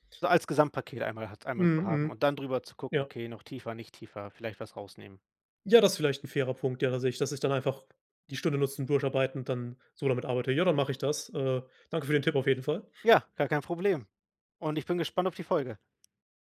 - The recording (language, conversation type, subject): German, advice, Wie blockiert dich Perfektionismus bei deinen Projekten und wie viel Stress verursacht er dir?
- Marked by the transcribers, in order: none